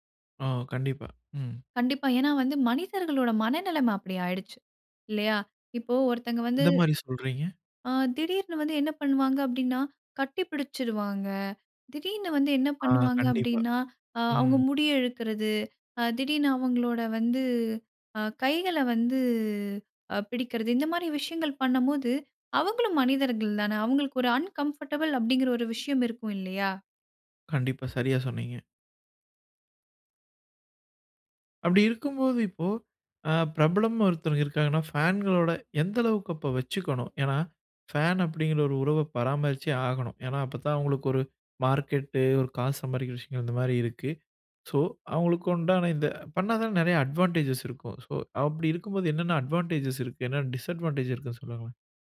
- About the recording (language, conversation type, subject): Tamil, podcast, ரசிகர்களுடன் நெருக்கமான உறவை ஆரோக்கியமாக வைத்திருக்க என்னென்ன வழிமுறைகள் பின்பற்ற வேண்டும்?
- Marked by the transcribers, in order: anticipating: "எந்த மாரி சொல்றீங்க?"; shush; "பண்ணும்போது" said as "பண்ணம்போது"; in English: "அன்கம்ஃபர்டபிள்"; in English: "அட்வான்டேஜஸ்"; in English: "அட்வான்டேஜஸ்"; in English: "டிஸ்அட்வான்டேஜ்"